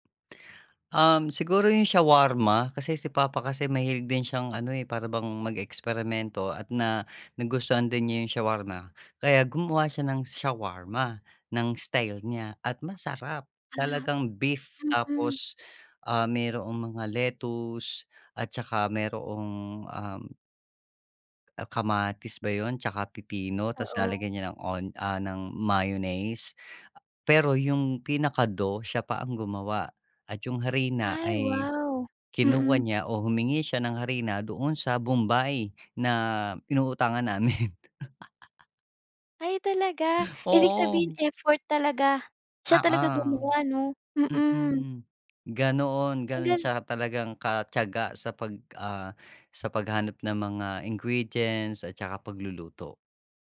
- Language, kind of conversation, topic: Filipino, podcast, Ano ang paborito mong almusal at bakit?
- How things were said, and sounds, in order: chuckle